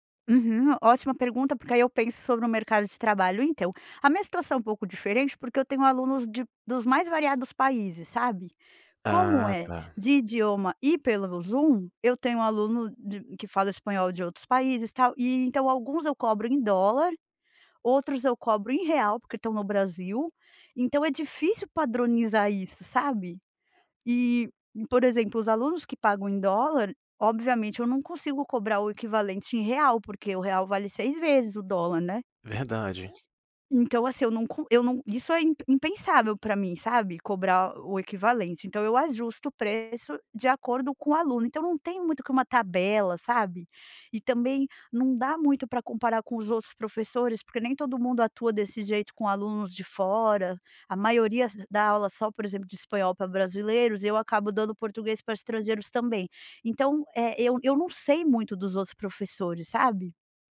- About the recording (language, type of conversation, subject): Portuguese, advice, Como posso pedir um aumento de salário?
- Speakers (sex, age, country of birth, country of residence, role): female, 40-44, Brazil, United States, user; male, 40-44, Brazil, Portugal, advisor
- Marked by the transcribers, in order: alarm